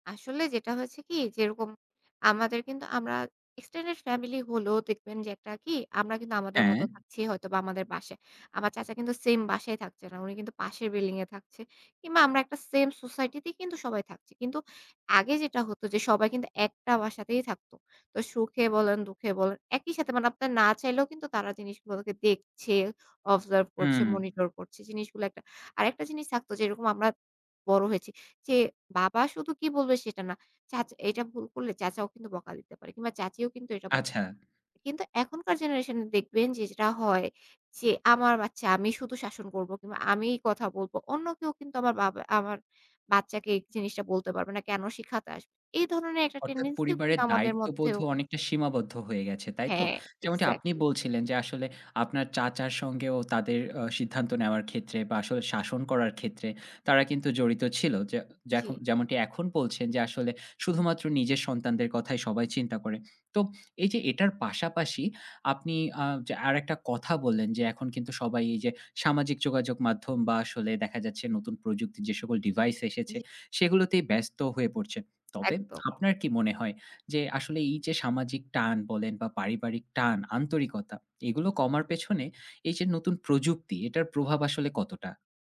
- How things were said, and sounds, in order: in English: "এক্সটেন্ডেড"; in English: "অবজার্ভ"; in English: "মনিটর"; in English: "টেনডেন্সি"; tongue click
- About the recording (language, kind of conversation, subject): Bengali, podcast, আপনি কি কোনো ঐতিহ্য ধীরে ধীরে হারাতে দেখেছেন?